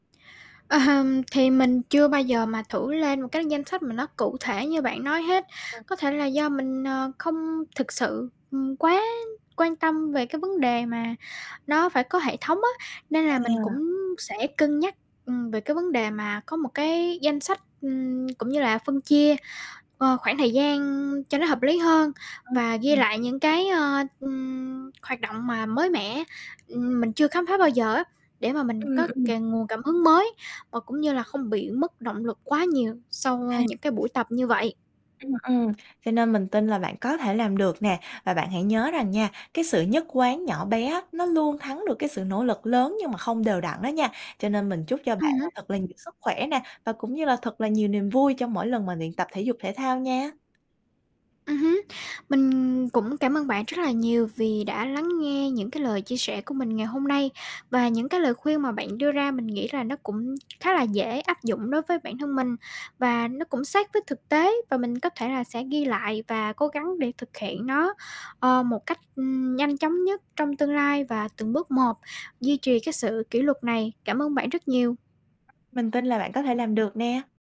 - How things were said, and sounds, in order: static; tapping; distorted speech; other background noise
- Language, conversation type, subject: Vietnamese, advice, Làm thế nào để bạn có thêm động lực tập thể dục đều đặn?